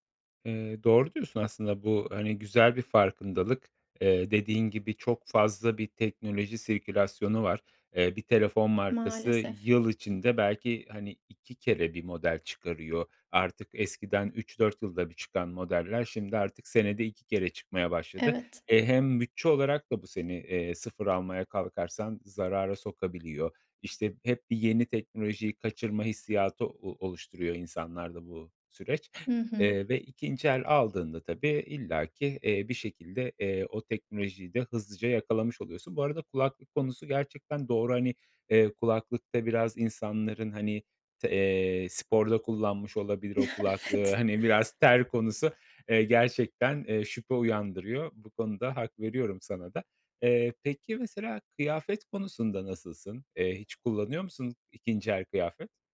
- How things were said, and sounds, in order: gasp; chuckle
- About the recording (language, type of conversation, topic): Turkish, podcast, İkinci el alışveriş hakkında ne düşünüyorsun?